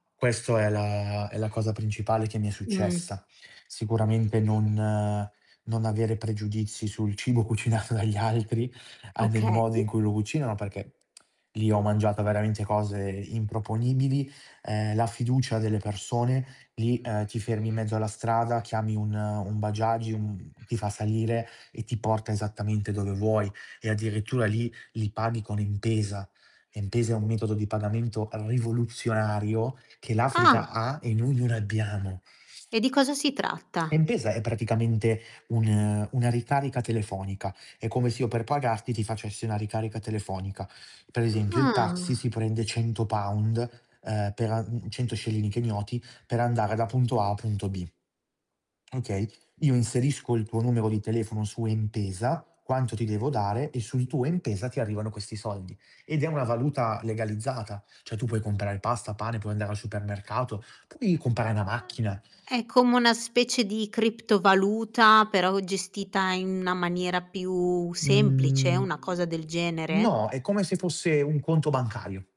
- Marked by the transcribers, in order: other background noise; laughing while speaking: "cucinato dagli altri"; distorted speech; tongue click; tongue click; drawn out: "Ah"; background speech; drawn out: "Mhmm"
- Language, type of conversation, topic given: Italian, podcast, C’è un viaggio che ti ha cambiato la prospettiva sulla vita?